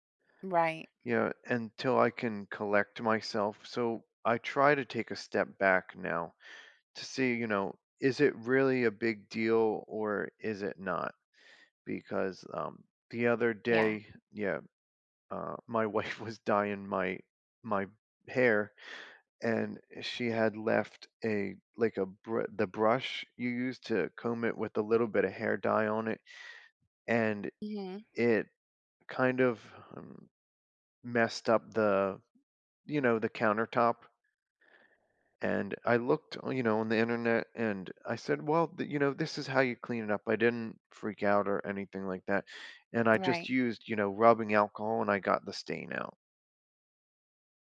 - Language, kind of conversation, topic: English, unstructured, How are small daily annoyances kept from ruining one's mood?
- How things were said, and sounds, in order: tapping; laughing while speaking: "wife"